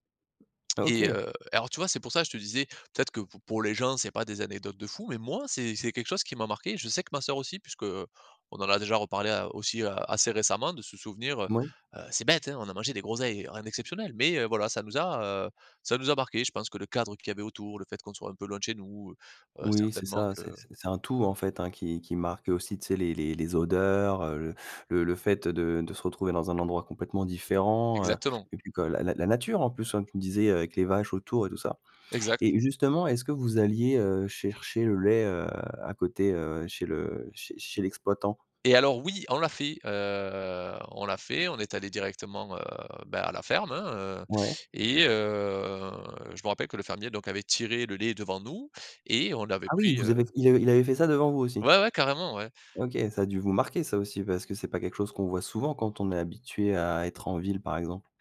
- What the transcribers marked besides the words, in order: other background noise; stressed: "bête"; drawn out: "heu"; tapping; drawn out: "heu"
- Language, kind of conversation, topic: French, podcast, Quel est ton plus beau souvenir en famille ?